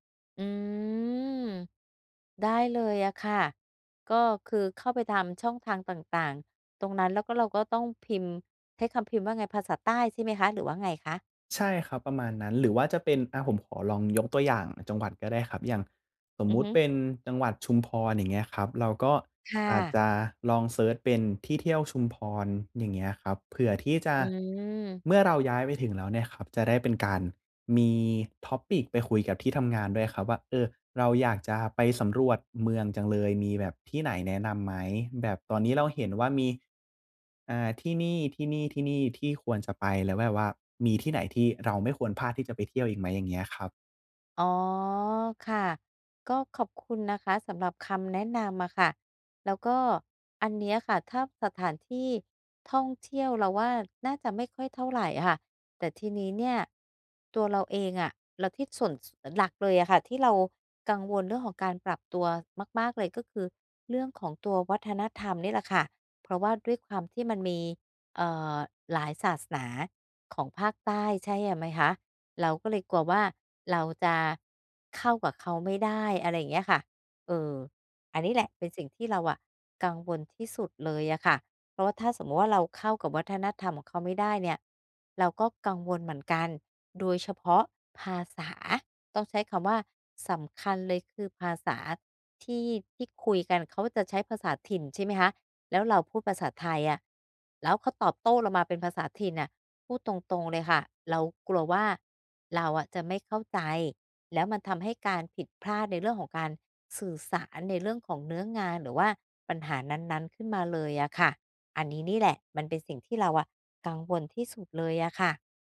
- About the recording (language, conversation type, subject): Thai, advice, ฉันจะปรับตัวเข้ากับวัฒนธรรมและสถานที่ใหม่ได้อย่างไร?
- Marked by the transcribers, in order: in English: "Topic"; other background noise